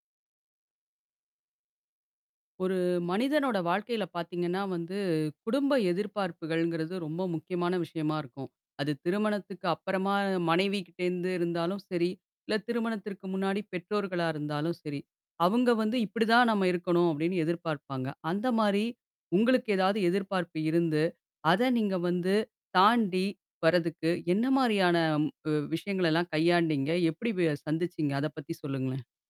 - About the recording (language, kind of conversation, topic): Tamil, podcast, குடும்ப எதிர்பார்ப்புகளை மீறுவது எளிதா, சிரமமா, அதை நீங்கள் எப்படி சாதித்தீர்கள்?
- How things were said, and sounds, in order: other noise